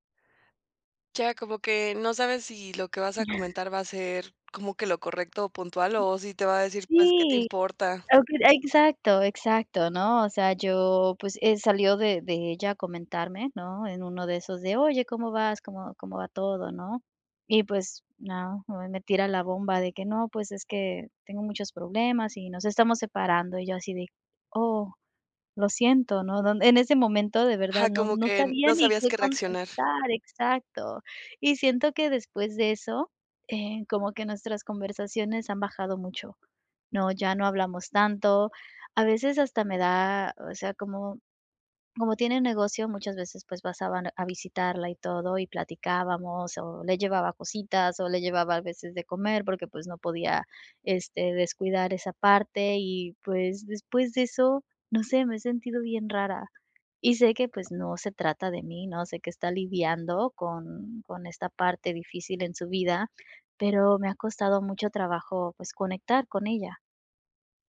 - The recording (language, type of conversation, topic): Spanish, advice, ¿Qué puedo hacer si siento que me estoy distanciando de un amigo por cambios en nuestras vidas?
- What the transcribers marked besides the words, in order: tapping